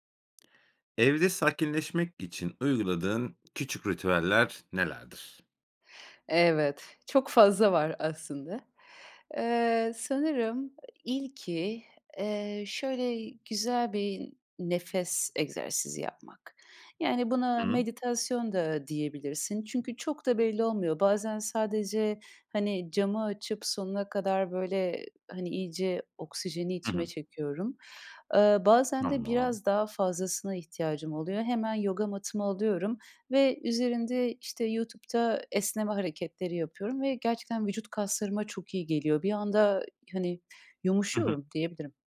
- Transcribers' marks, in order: none
- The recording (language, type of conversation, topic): Turkish, podcast, Evde sakinleşmek için uyguladığın küçük ritüeller nelerdir?